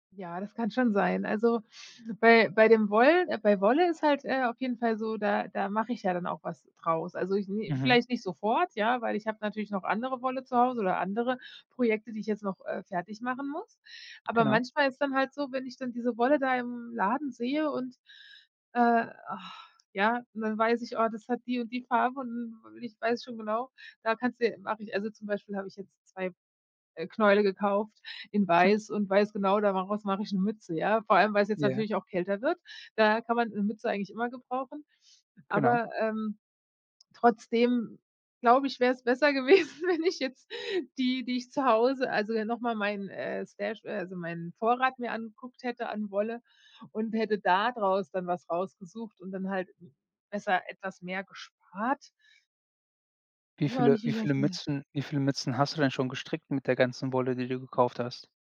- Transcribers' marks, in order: sigh; chuckle; other background noise; laughing while speaking: "gewesen"; in English: "Stash"; stressed: "da"
- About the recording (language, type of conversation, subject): German, advice, Warum kaufe ich trotz Sparvorsatz immer wieder impulsiv ein?